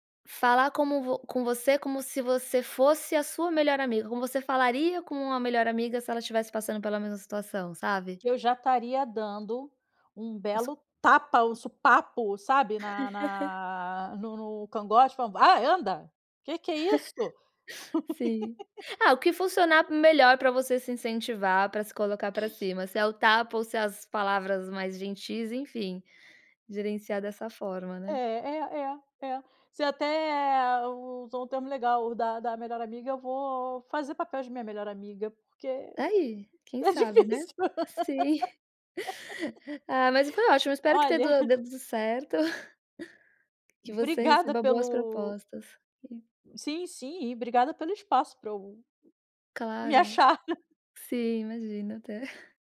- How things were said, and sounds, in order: laugh; chuckle; laugh; laughing while speaking: "tá difícil"; chuckle; laugh; tapping; chuckle
- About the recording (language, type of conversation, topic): Portuguese, advice, Como você tem se autossabotado em oportunidades profissionais por medo de falhar?